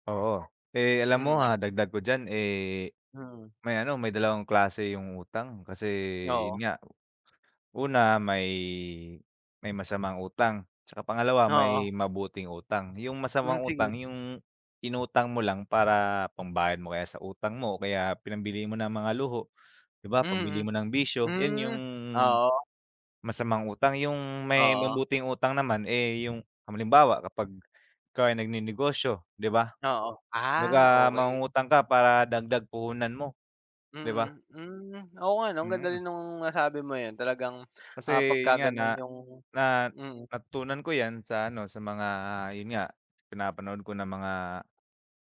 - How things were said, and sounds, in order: dog barking; other background noise
- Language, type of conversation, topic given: Filipino, unstructured, Paano mo hinahati ang pera mo para sa gastusin at ipon?